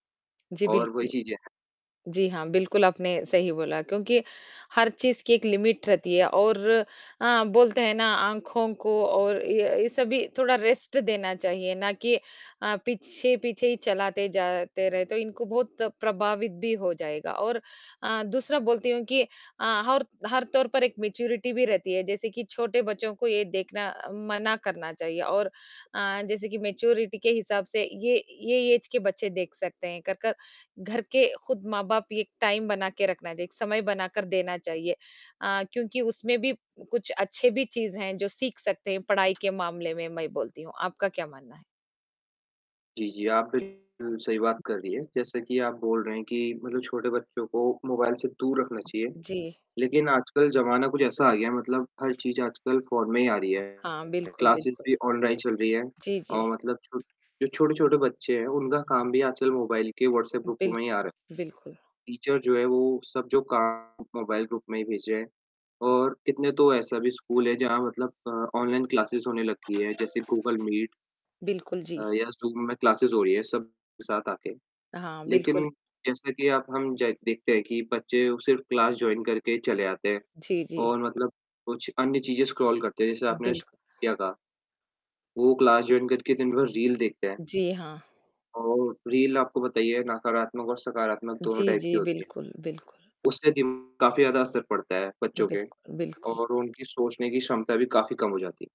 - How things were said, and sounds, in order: static; tapping; in English: "लिमिट"; distorted speech; in English: "रेस्ट"; in English: "मैच्योरिटी"; in English: "मैच्योरिटी"; in English: "ऐज"; in English: "टाइम"; other noise; in English: "क्लासेस"; in English: "ग्रुप"; other background noise; in English: "टीचर"; in English: "ग्रुप"; in English: "क्लास"; in English: "क्लास"; in English: "क्लास जॉइन"; in English: "स्क्रॉल"; in English: "क्लास जॉइन"; in English: "टाइप"
- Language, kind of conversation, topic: Hindi, unstructured, क्या सोशल मीडिया से मानसिक स्वास्थ्य प्रभावित होता है?